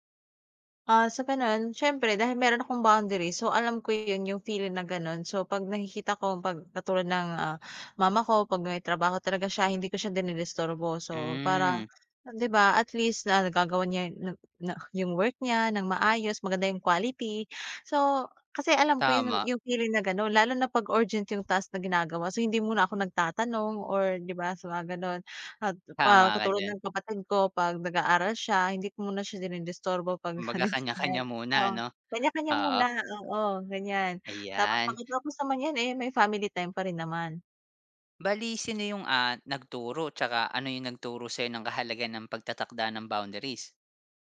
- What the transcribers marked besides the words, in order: unintelligible speech; other background noise
- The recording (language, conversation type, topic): Filipino, podcast, Paano ka nagtatakda ng hangganan sa pagitan ng trabaho at personal na buhay?